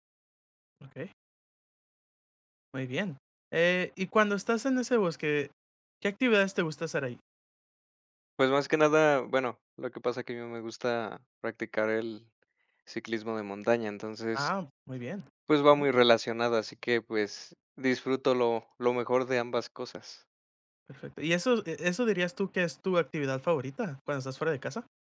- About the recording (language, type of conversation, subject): Spanish, unstructured, ¿Te gusta pasar tiempo al aire libre?
- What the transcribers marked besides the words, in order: other background noise